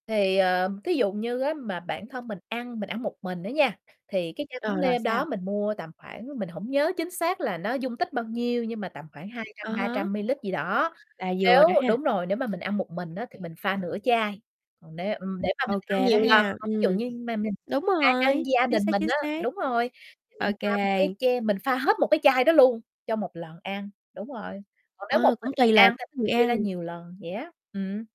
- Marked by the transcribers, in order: tapping; other background noise; distorted speech
- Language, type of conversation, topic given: Vietnamese, podcast, Bạn có công thức nước chấm yêu thích nào không?